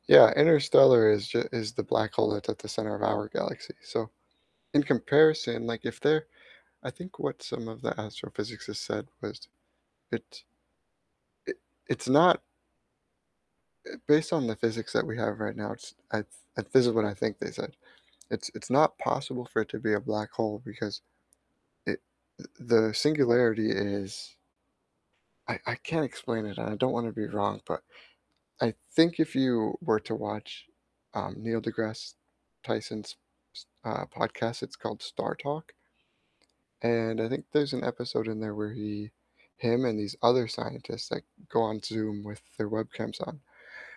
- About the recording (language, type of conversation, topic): English, unstructured, What is something you learned recently that surprised you?
- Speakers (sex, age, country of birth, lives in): male, 35-39, United States, United States; male, 45-49, United States, United States
- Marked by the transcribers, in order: static; tapping